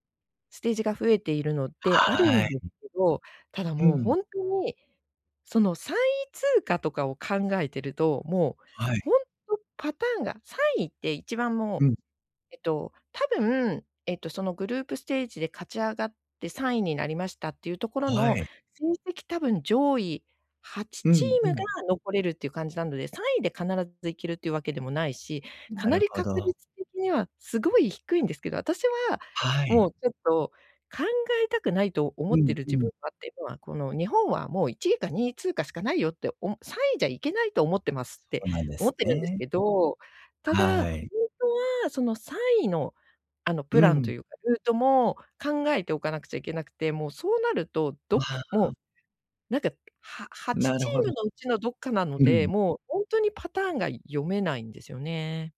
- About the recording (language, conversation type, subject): Japanese, advice, 旅行の予定が急に変わったとき、どう対応すればよいですか？
- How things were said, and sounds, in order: none